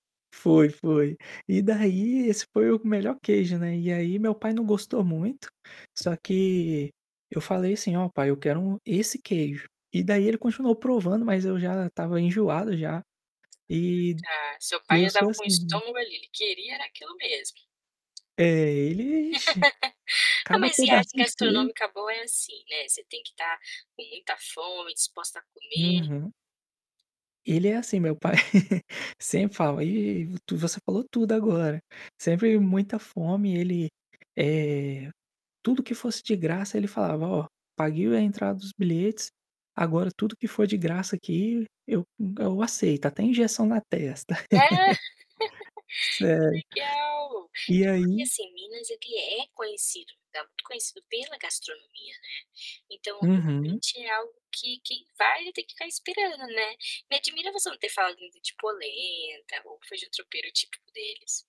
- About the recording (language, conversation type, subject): Portuguese, podcast, Como foi a primeira vez que você provou uma comida típica local?
- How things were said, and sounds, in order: mechanical hum; tapping; laugh; chuckle; laugh